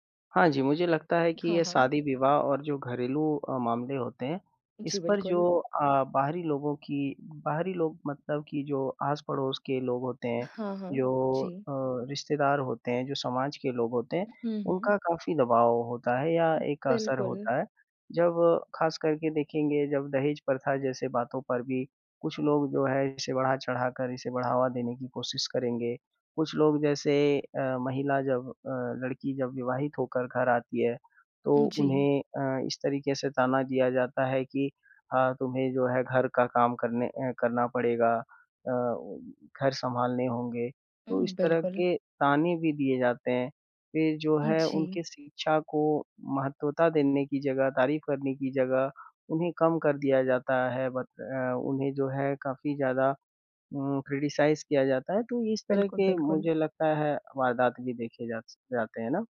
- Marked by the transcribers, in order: other noise; in English: "क्रिटिसाइज़"
- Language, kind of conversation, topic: Hindi, unstructured, क्या आपको लगता है कि अपने सपने पूरे करने के लिए समाज से लड़ना पड़ता है?